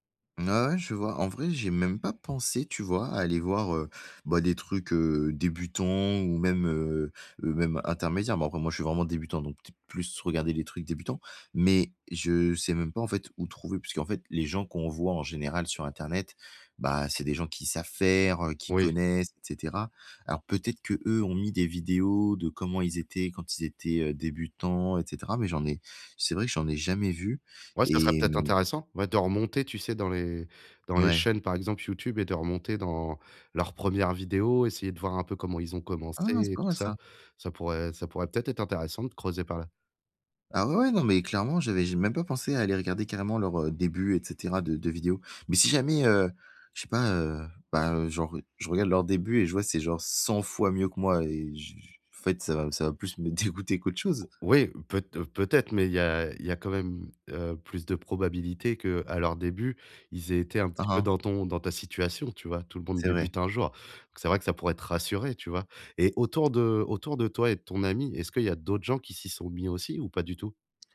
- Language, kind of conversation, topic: French, advice, Comment apprendre de mes erreurs sans me décourager quand j’ai peur d’échouer ?
- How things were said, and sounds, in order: none